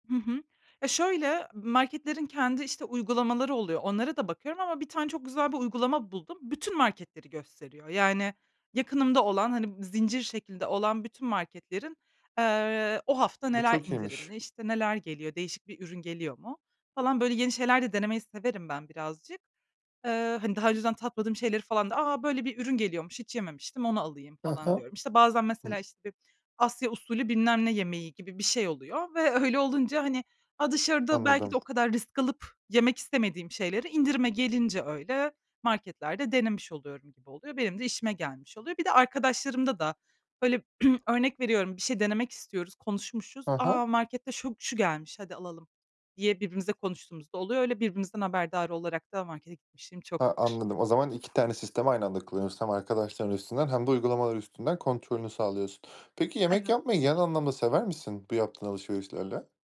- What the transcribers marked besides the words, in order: other background noise; throat clearing; tapping
- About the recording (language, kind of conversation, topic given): Turkish, podcast, Alışverişi ve market planlamasını nasıl yapıyorsun; daha akıllı alışveriş için tüyoların var mı?